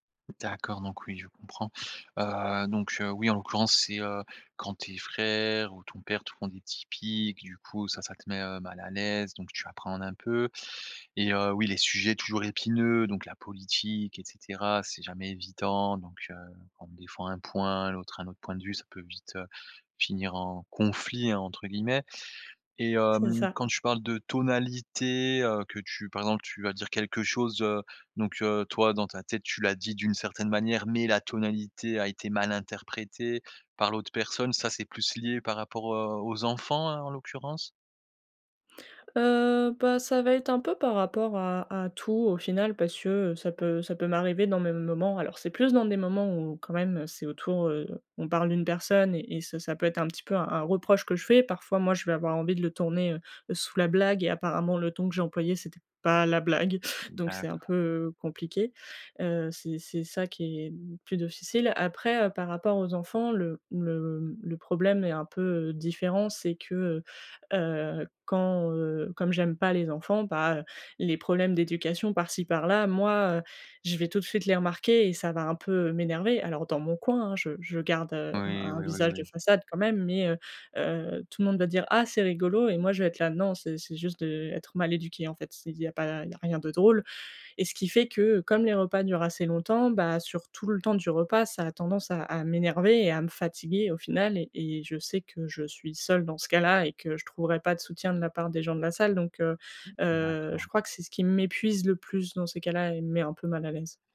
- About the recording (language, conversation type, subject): French, advice, Comment puis-je me sentir plus à l’aise pendant les fêtes et les célébrations avec mes amis et ma famille ?
- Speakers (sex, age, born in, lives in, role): female, 20-24, France, France, user; male, 30-34, France, France, advisor
- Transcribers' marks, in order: stressed: "mais"; "difficile" said as "defficile"; tapping